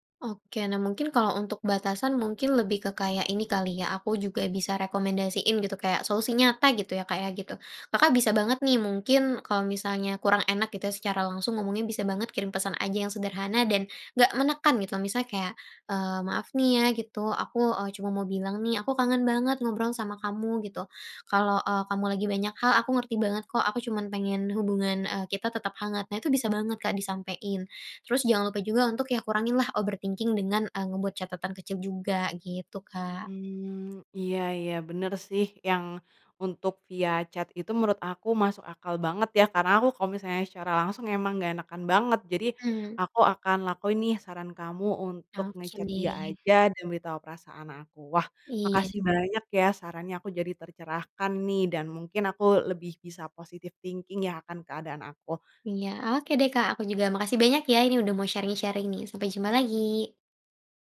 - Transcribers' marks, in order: in English: "overthinking"; tapping; in English: "chat"; in English: "nge-chat"; in English: "positive thinking"; in English: "sharing-sharing"
- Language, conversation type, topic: Indonesian, advice, Mengapa teman dekat saya mulai menjauh?